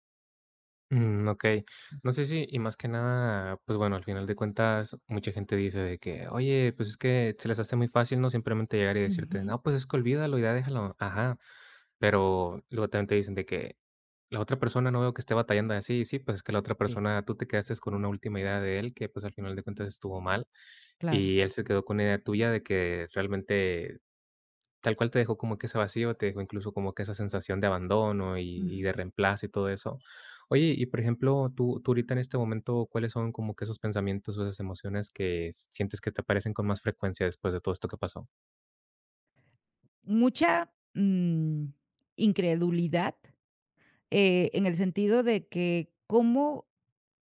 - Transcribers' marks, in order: tapping; other noise
- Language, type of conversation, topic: Spanish, advice, ¿Cómo puedo recuperar la confianza en mí después de una ruptura sentimental?